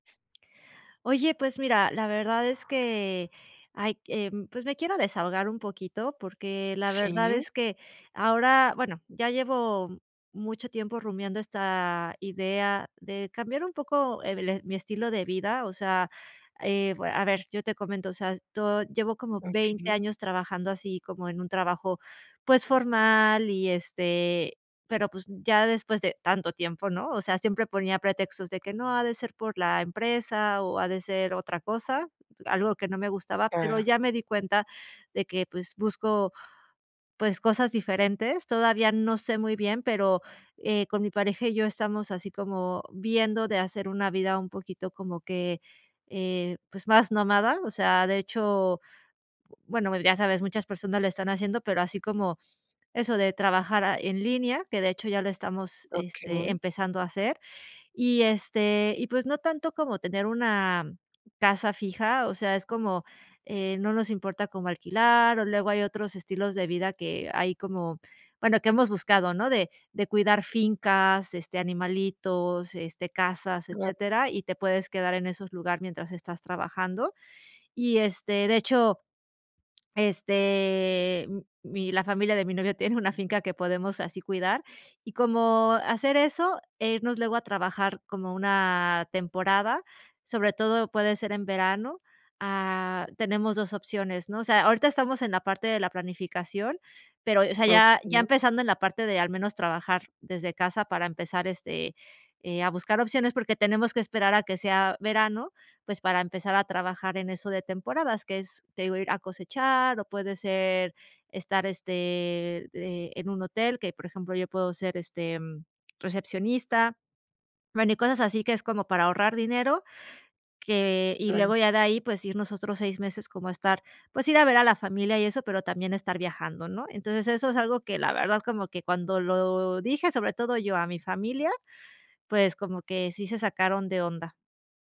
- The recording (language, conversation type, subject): Spanish, advice, ¿Cómo puedo manejar el juicio por elegir un estilo de vida diferente al esperado (sin casa ni hijos)?
- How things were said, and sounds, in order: tapping; laughing while speaking: "tiene"